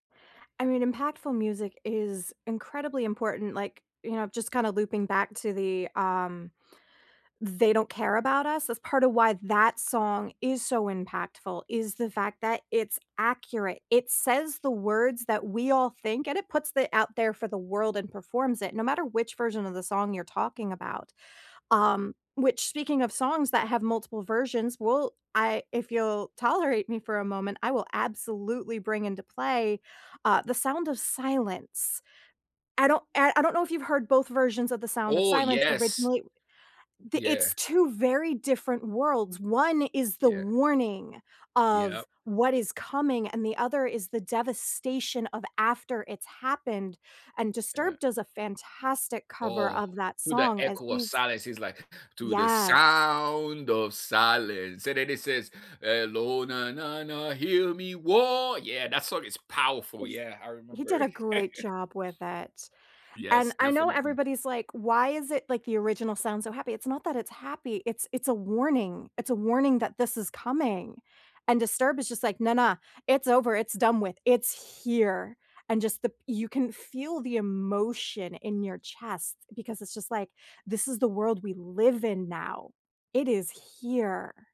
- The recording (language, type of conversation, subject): English, unstructured, What song have you had on repeat lately, and why does it stick with you?
- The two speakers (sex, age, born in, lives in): female, 35-39, United States, United States; male, 45-49, United States, United States
- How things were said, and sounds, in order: singing: "To the sound of silence"; singing: "Hello na na na, hear me war"; tapping; giggle; chuckle